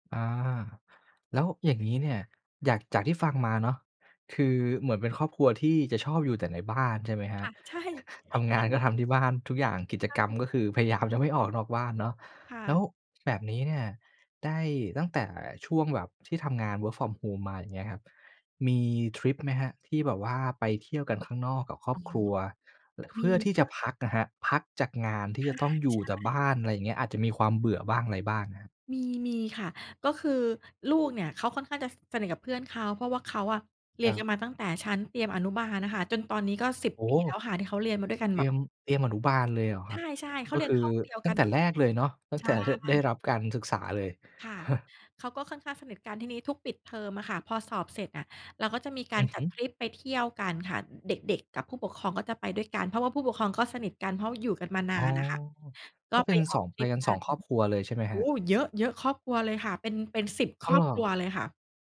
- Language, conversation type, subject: Thai, podcast, คุณตั้งขอบเขตกับคนที่บ้านอย่างไรเมื่อจำเป็นต้องทำงานที่บ้าน?
- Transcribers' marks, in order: in English: "Work from Home"; other noise; other background noise; chuckle; tapping